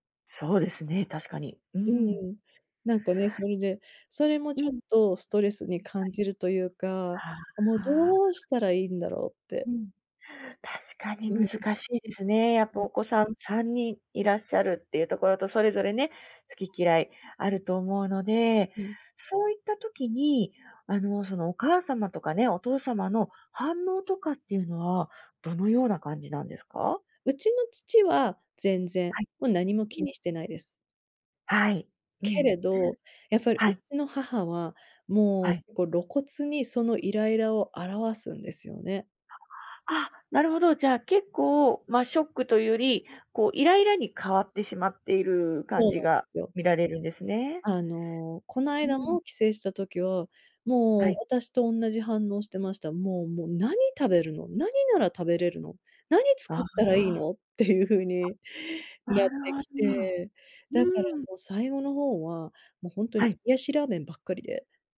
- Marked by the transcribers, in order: other noise; tapping
- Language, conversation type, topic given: Japanese, advice, 旅行中に不安やストレスを感じたとき、どうすれば落ち着けますか？